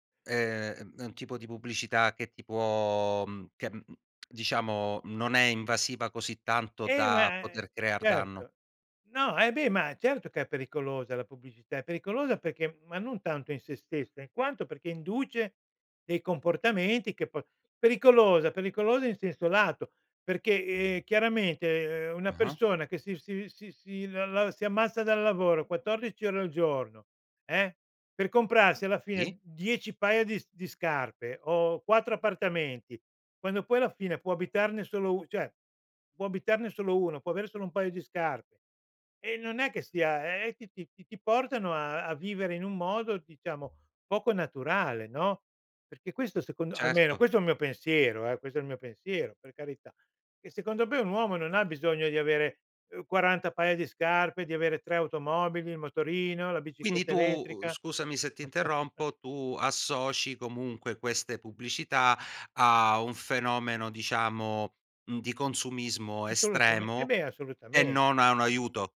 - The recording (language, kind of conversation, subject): Italian, podcast, Come ti influenza l’algoritmo quando scopri nuovi contenuti?
- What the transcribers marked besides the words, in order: other background noise; "cioè" said as "ceh"; tapping; chuckle